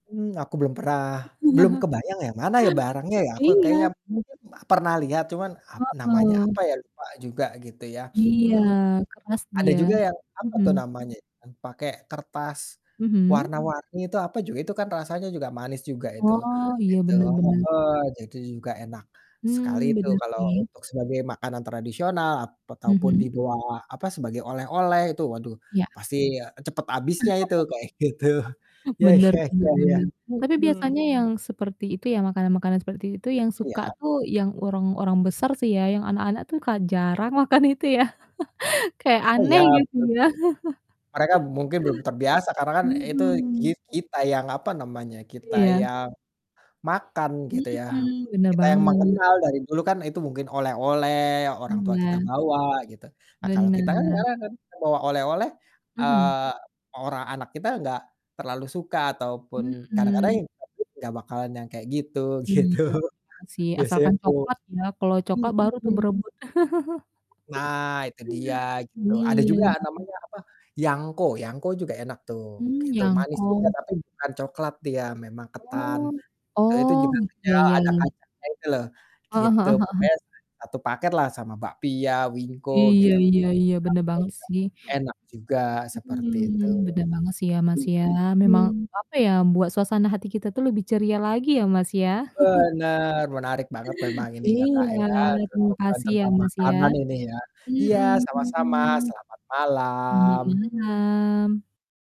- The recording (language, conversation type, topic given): Indonesian, unstructured, Apa makanan manis favorit yang selalu membuat suasana hati ceria?
- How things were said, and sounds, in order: chuckle; tapping; distorted speech; other background noise; chuckle; laughing while speaking: "gitu. Ya ya"; laughing while speaking: "makan itu ya"; laugh; chuckle; unintelligible speech; laughing while speaking: "gitu"; chuckle; drawn out: "Iya"; static; chuckle; drawn out: "Iya"; drawn out: "malam"; drawn out: "malam"